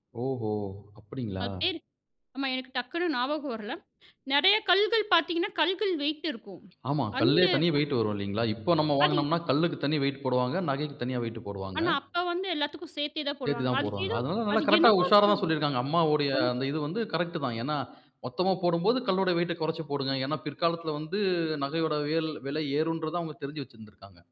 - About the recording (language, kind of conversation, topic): Tamil, podcast, நீங்கள் அணியும் நகையைப் பற்றிய ஒரு கதையைச் சொல்ல முடியுமா?
- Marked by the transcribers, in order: other background noise; other noise